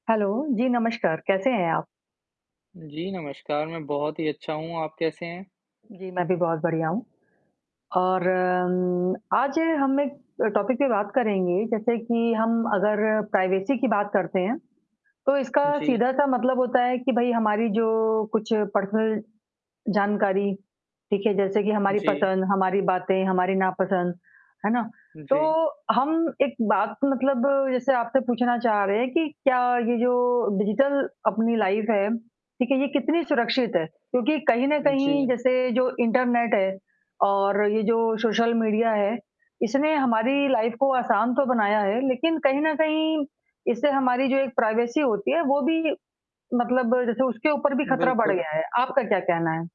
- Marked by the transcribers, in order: in English: "हेलो"; in English: "टॉपिक"; in English: "प्राइवेसी"; in English: "पर्सनल"; in English: "डिजिटल"; in English: "लाइफ़"; in English: "लाइफ़"; in English: "प्राइवेसी"
- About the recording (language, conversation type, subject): Hindi, unstructured, क्या इंटरनेट ने हमारी निजता को खतरे में डाल दिया है?